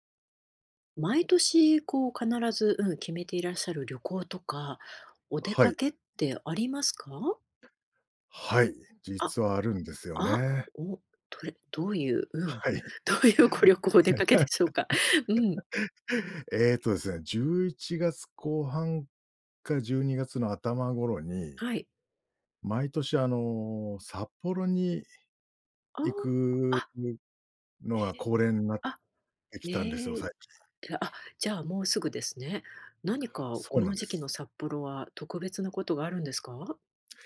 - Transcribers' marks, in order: laughing while speaking: "どう言うご旅行、お出かけでしょうか？"; laughing while speaking: "はい"; laugh; other noise; unintelligible speech
- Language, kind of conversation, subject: Japanese, podcast, 毎年恒例の旅行やお出かけの習慣はありますか？
- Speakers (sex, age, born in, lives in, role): female, 50-54, Japan, France, host; male, 45-49, Japan, Japan, guest